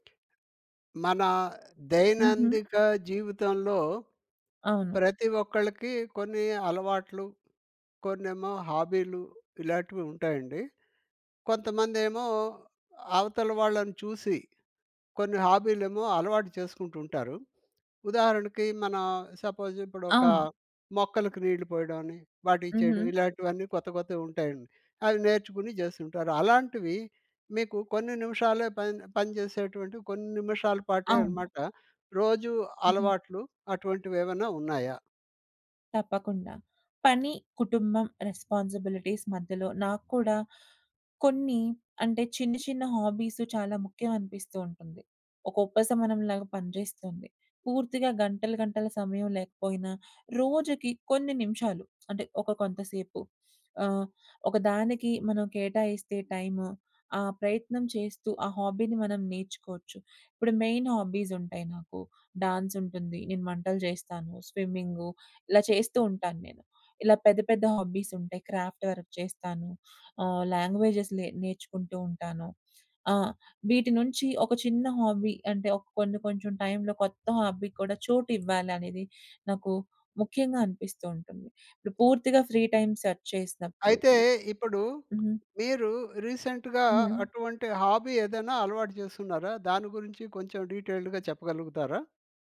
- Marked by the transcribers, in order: tapping; in English: "రెస్పాన్సిబిలిటీస్"; lip smack; in English: "హాబీని"; in English: "మెయిన్"; in English: "క్రాఫ్ట్ వర్క్"; in English: "లాంగ్వేజెస్"; other background noise; in English: "హాబీ"; in English: "హాబీ"; in English: "ఫ్రీ"; in English: "సెర్చ్"; in English: "రీసెంట్‌గా"; in English: "హాబీ"; in English: "డీటెయిల్డ్‌గా"
- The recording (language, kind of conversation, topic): Telugu, podcast, రోజుకు కొన్ని నిమిషాలే కేటాయించి ఈ హాబీని మీరు ఎలా అలవాటు చేసుకున్నారు?